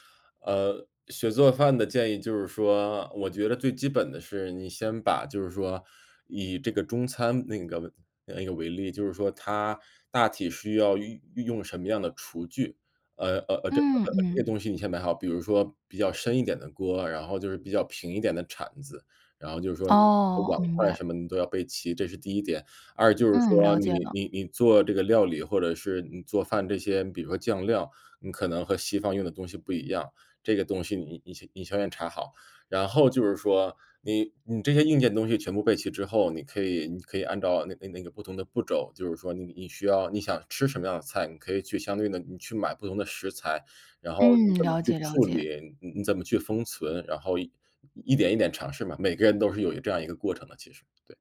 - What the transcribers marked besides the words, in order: none
- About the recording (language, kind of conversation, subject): Chinese, advice, 旅行或搬家后，我该怎么更快恢复健康习惯？